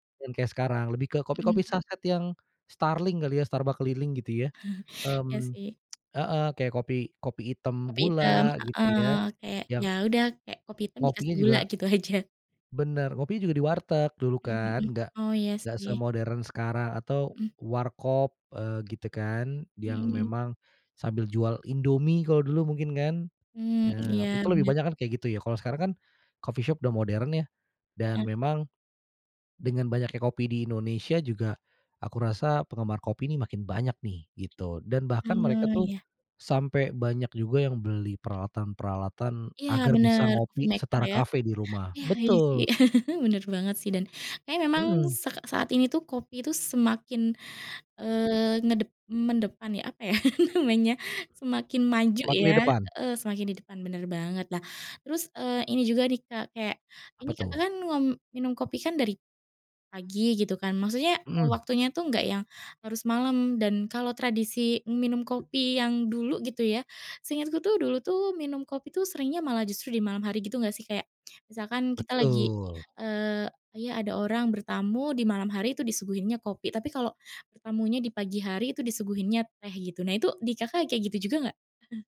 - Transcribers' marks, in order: chuckle; tsk; in English: "coffee shop"; other background noise; in English: "coffee maker"; laugh; tapping; laugh; chuckle
- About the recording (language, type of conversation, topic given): Indonesian, podcast, Bagaimana kebiasaan ngopi atau minum teh sambil mengobrol di rumahmu?